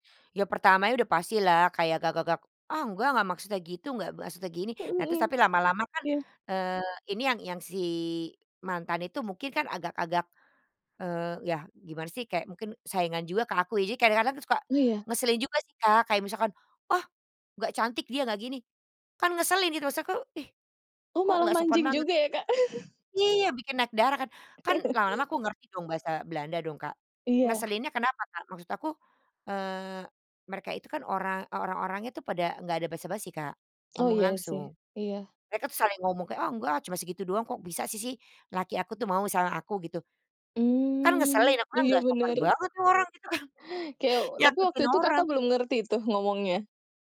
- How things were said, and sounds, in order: tapping; other background noise; chuckle; laughing while speaking: "gitu kan"
- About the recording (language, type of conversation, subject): Indonesian, podcast, Pernahkah Anda mengalami salah paham karena perbedaan budaya? Bisa ceritakan?